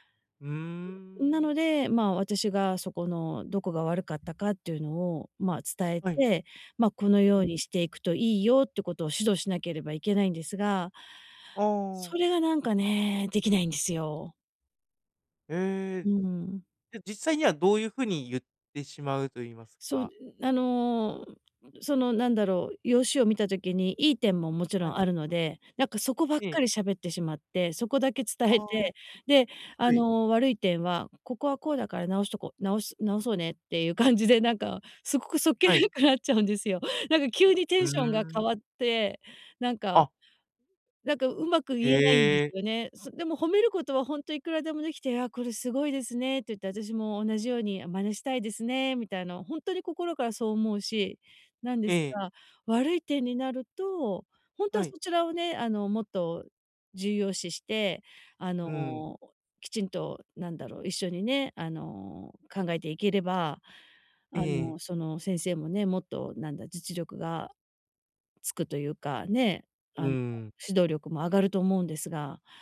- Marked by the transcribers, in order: other background noise; unintelligible speech; laughing while speaking: "感じで、なんかすごくそっけなくなっちゃうんですよ。なんか"
- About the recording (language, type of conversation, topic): Japanese, advice, 相手を傷つけずに建設的なフィードバックを伝えるにはどうすればよいですか？